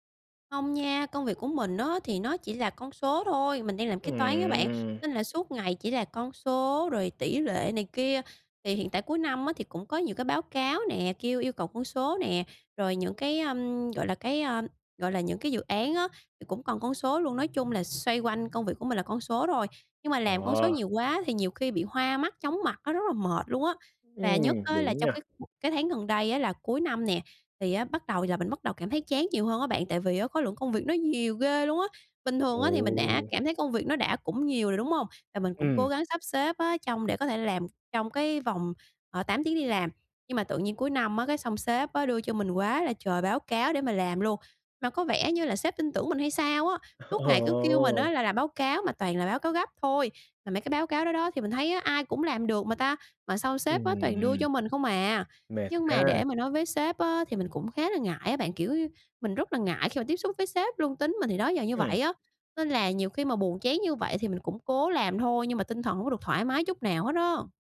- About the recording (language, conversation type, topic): Vietnamese, advice, Làm sao để chấp nhận cảm giác buồn chán trước khi bắt đầu làm việc?
- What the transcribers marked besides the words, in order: other background noise; tapping; laughing while speaking: "Ồ!"